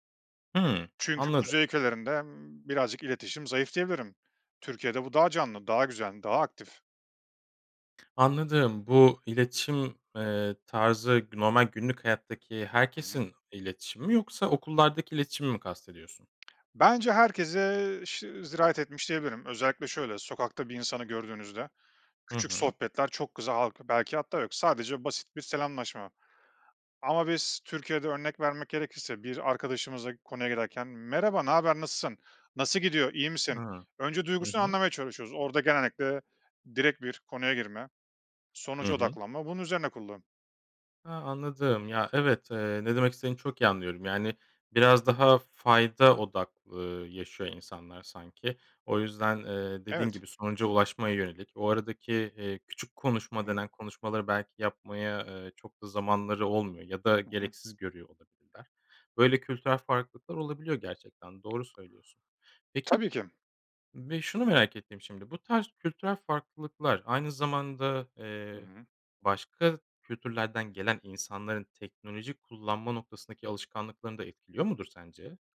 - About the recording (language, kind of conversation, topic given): Turkish, podcast, Teknoloji öğrenme biçimimizi nasıl değiştirdi?
- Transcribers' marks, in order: other background noise; "sirayet" said as "zirayet"; unintelligible speech; tapping